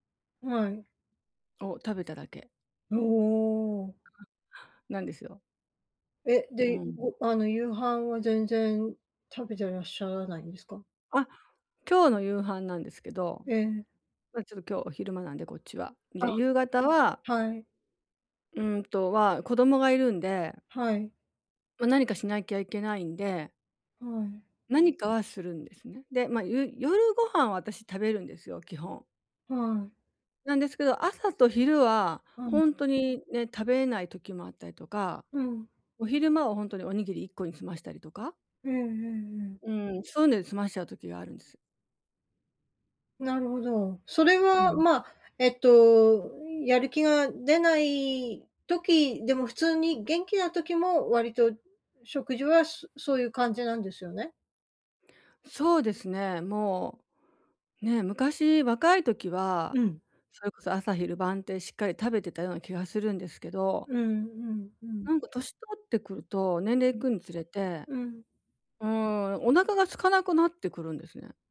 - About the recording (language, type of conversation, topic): Japanese, advice, やる気が出ないとき、どうすれば一歩を踏み出せますか？
- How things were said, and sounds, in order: other noise